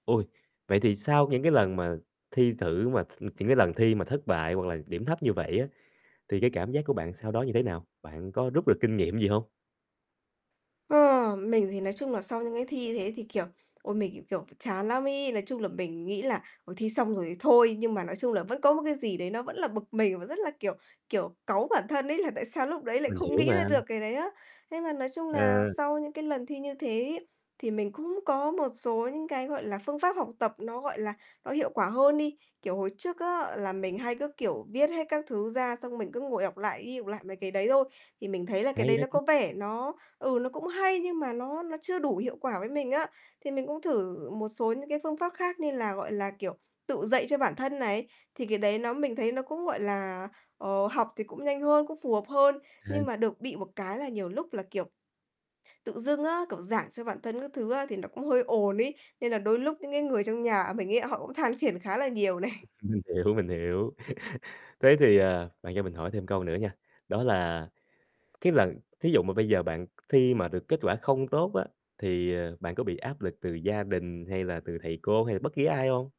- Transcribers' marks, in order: static; laughing while speaking: "ấy, là"; distorted speech; tapping; laughing while speaking: "này"; laughing while speaking: "Mình hiểu, mình hiểu"; laugh
- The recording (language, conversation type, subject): Vietnamese, advice, Bạn có đang sợ phỏng vấn hoặc thi cử vì lo bị trượt không?